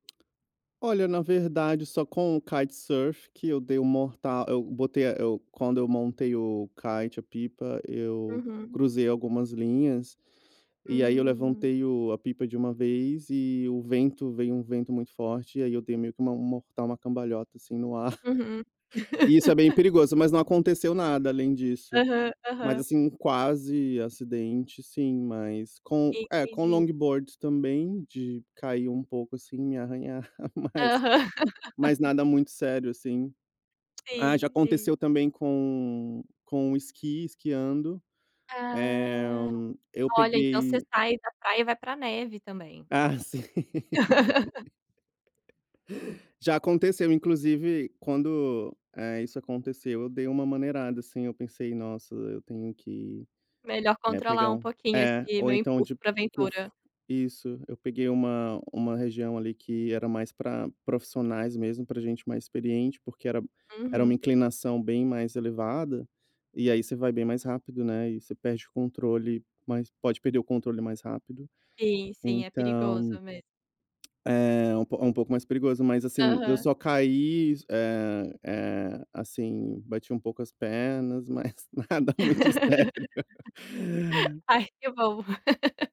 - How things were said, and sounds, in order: tapping; in English: "kitesurf"; in English: "kite"; laugh; chuckle; in English: "longboards"; laugh; laughing while speaking: "mas"; drawn out: "Ah!"; laughing while speaking: "Ah, sim"; laugh; laughing while speaking: "nada muito sério"; laugh; laughing while speaking: "Ai, que bom"; laugh
- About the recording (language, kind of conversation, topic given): Portuguese, podcast, Qual é a sua relação com os exercícios físicos atualmente?